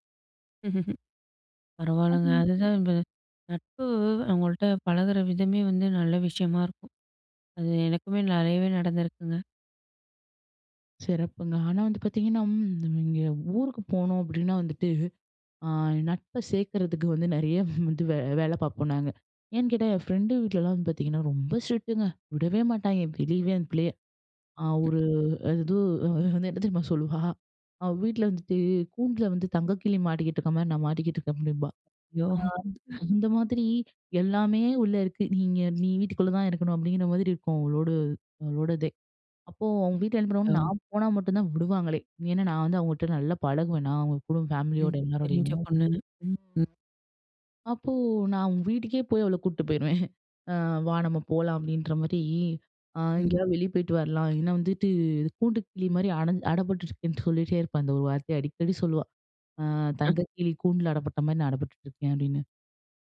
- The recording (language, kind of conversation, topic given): Tamil, podcast, தூரம் இருந்தாலும் நட்பு நீடிக்க என்ன வழிகள் உண்டு?
- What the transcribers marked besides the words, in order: unintelligible speech; chuckle; other noise; tapping; other background noise; chuckle; unintelligible speech